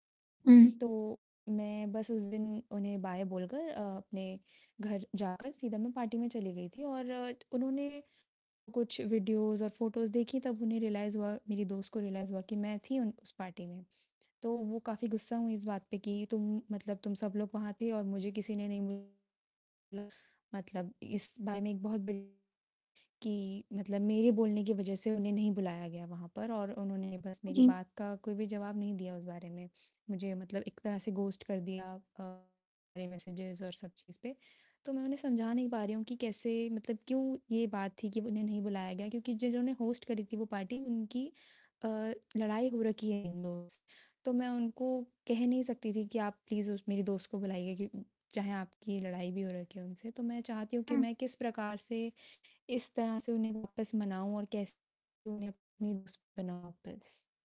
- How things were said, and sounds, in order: distorted speech; in English: "बाय"; in English: "पार्टी"; tapping; in English: "वीडियोज़"; in English: "फ़ोटोज़"; in English: "रियलाइज़"; in English: "रियलाइज़"; in English: "पार्टी"; unintelligible speech; in English: "गोस्ट"; in English: "होस्ट"; in English: "पार्टी"; unintelligible speech; in English: "प्लीज़"
- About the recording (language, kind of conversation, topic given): Hindi, advice, मैं दोस्त के साथ हुई गलतफहमी कैसे दूर करूँ और उसका भरोसा फिर से कैसे बहाल करूँ?